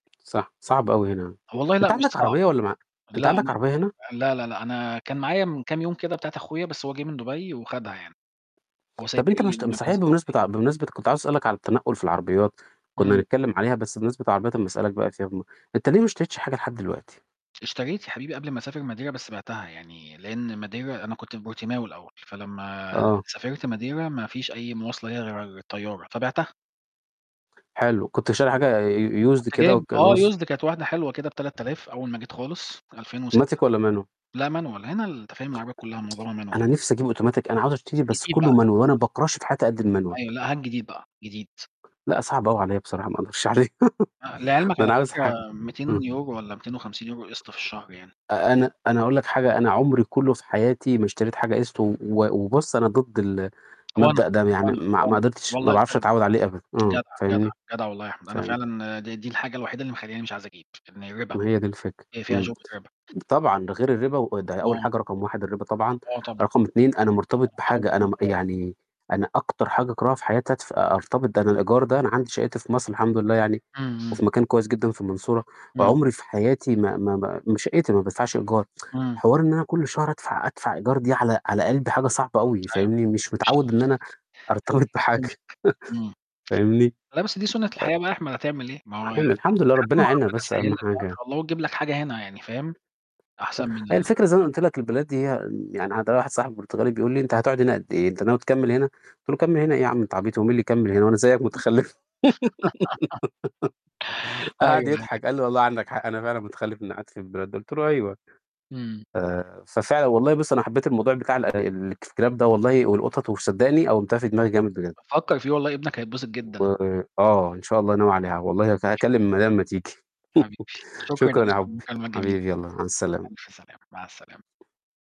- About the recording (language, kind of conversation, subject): Arabic, unstructured, إيه النصيحة اللي تديها لحد عايز يربي حيوان أليف لأول مرة؟
- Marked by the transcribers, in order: tapping; distorted speech; other noise; in English: "Used"; in English: "Used"; in English: "Automatic"; in English: "Manual"; in English: "Manual؟"; tsk; in English: "Manual"; in English: "Automatic"; in English: "Manual"; in English: "الManual"; laughing while speaking: "عليه"; laugh; static; tsk; unintelligible speech; laughing while speaking: "أرتبط بحاجة"; laugh; unintelligible speech; laugh; giggle; laugh